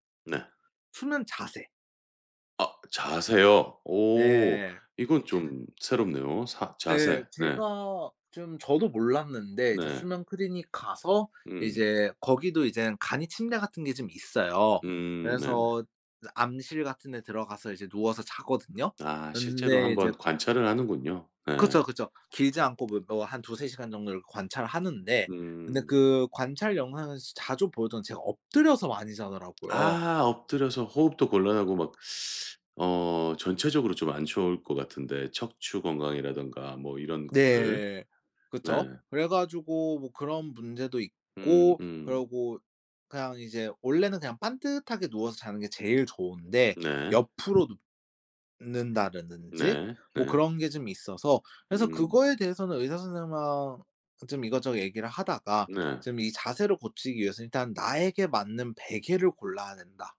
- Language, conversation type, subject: Korean, podcast, 수면 환경에서 가장 신경 쓰는 건 뭐예요?
- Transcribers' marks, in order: tapping; teeth sucking